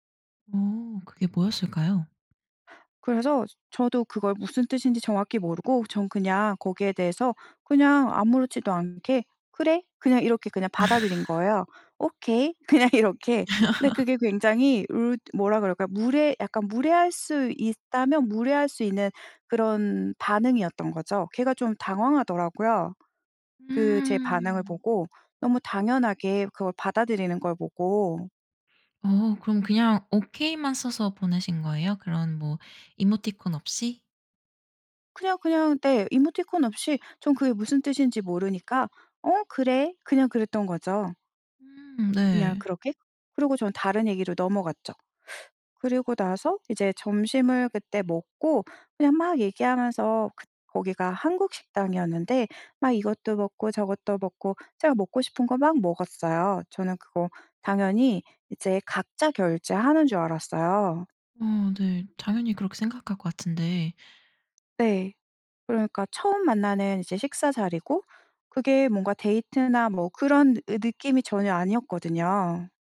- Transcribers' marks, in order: laugh; laugh; laughing while speaking: "그냥"; tapping
- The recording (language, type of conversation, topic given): Korean, podcast, 문화 차이 때문에 어색했던 순간을 이야기해 주실래요?